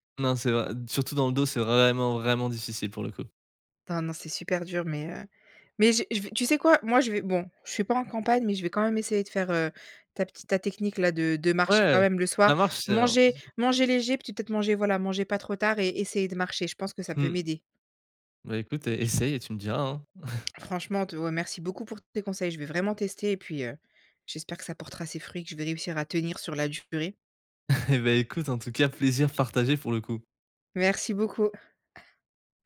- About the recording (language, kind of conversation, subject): French, podcast, Comment éviter de scroller sans fin le soir ?
- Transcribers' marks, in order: other background noise; unintelligible speech; chuckle; chuckle